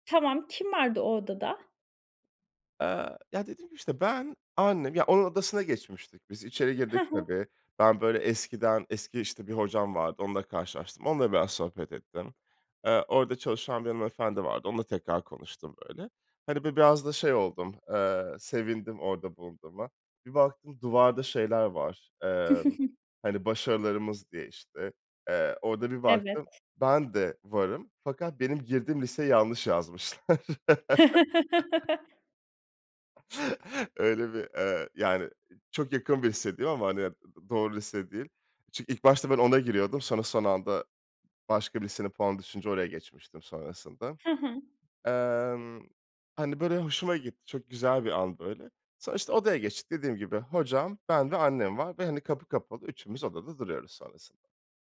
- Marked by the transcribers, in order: chuckle; chuckle; laughing while speaking: "yazmışlar"; laugh
- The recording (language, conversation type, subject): Turkish, podcast, Beklenmedik bir karşılaşmanın hayatını değiştirdiği zamanı anlatır mısın?